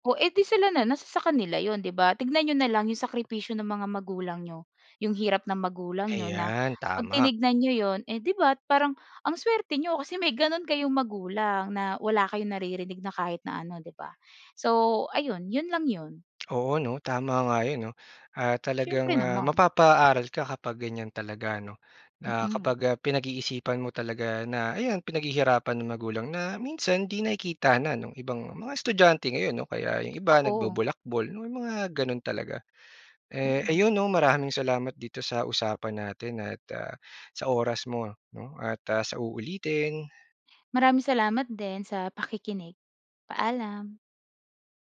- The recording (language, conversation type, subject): Filipino, podcast, Ano ang ginagawa mo kapag nawawala ang motibasyon mo?
- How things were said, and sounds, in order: none